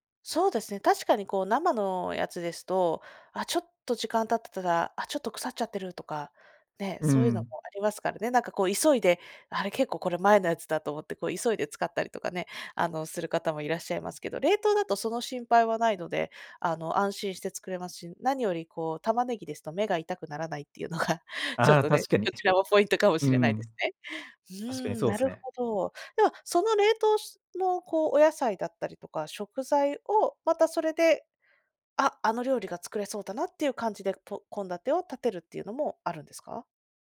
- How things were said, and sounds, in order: laughing while speaking: "のがちょっとね、こちらもポイントかもしれないですね"
- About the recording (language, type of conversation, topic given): Japanese, podcast, 普段、食事の献立はどのように決めていますか？